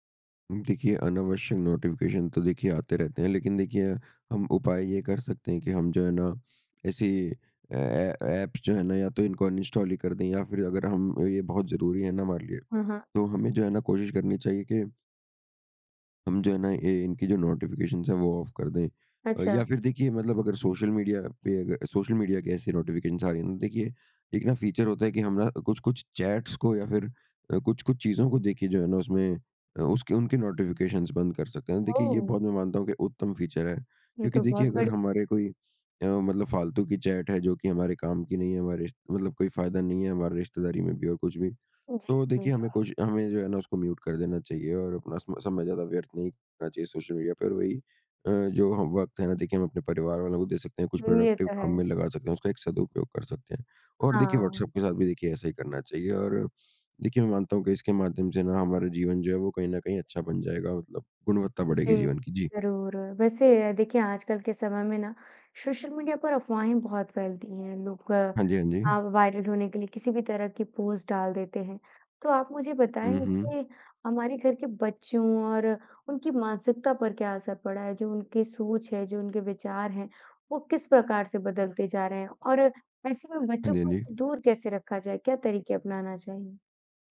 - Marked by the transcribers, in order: in English: "नोटिफिकेशन"; in English: "ए एप्स"; in English: "अनइन्स्टॉल"; in English: "नोटिफिकेशन्स"; in English: "ऑफ"; in English: "नोटिफिकेशन्स"; in English: "फ़ीचर"; in English: "चैट्स"; in English: "नोटिफिकेशन्स"; in English: "फ़ीचर"; in English: "चैट"; other background noise; in English: "म्यूट"; in English: "प्रोडक्टिव"; in English: "वायरल"; tapping
- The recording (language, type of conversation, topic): Hindi, podcast, सोशल मीडिया ने आपके रिश्तों को कैसे प्रभावित किया है?